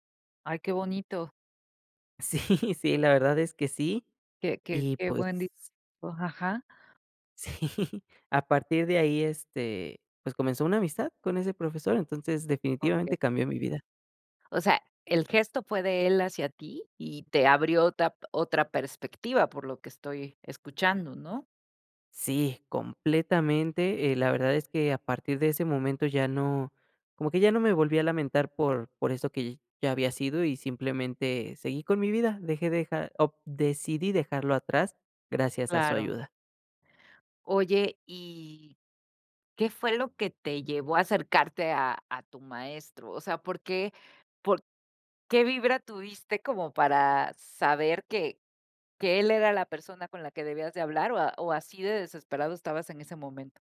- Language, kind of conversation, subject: Spanish, podcast, ¿Qué pequeño gesto tuvo consecuencias enormes en tu vida?
- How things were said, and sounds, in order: laughing while speaking: "Sí"; laughing while speaking: "Sí"